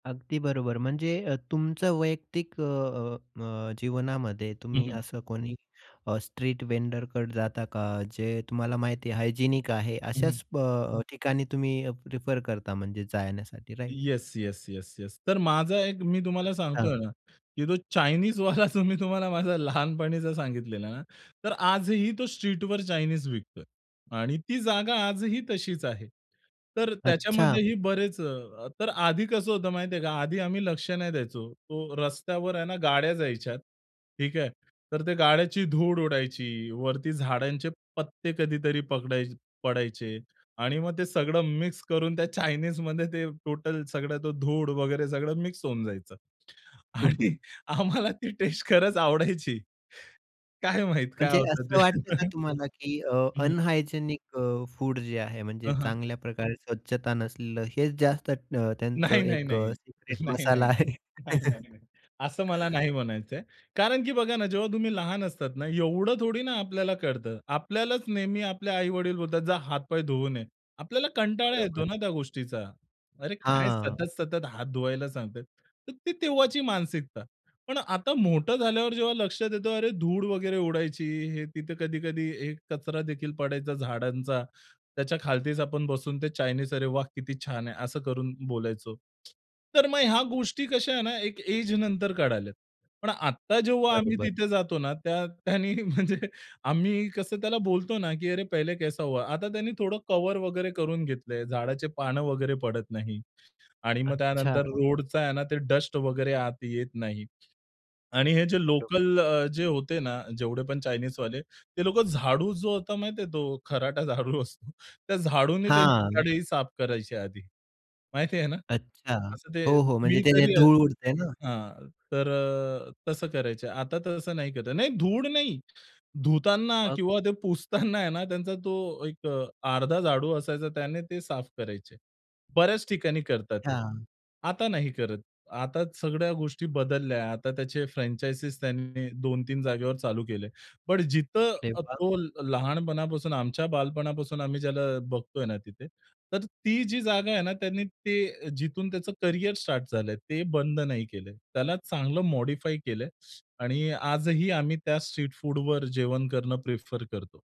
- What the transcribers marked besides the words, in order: in English: "व्हेंडरकडे"; in English: "हायजिनिक"; chuckle; in English: "टोटल"; laughing while speaking: "आणि आम्हाला ती टेस्ट खरंच आवडायची. काय माहीत काय होतं ते"; in English: "अनहायजिनिक"; laughing while speaking: "नाही. नाही, नाही. नाही, नाही, नाही"; in English: "सिक्रेट"; laugh; other noise; other background noise; in English: "एज"; laughing while speaking: "त्याने, म्हणजे"; in Hindi: "अरे पहिले कैसा हुआ?"; in English: "कव्हर"; in English: "डस्ट"; laughing while speaking: "खराटा झाडू असतो"; in English: "फ्रँचायझी"; in English: "मॉडिफाय"
- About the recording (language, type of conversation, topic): Marathi, podcast, रस्त्यावरील झटपट खाण्यांत सर्वात जास्त मजा कशात येते?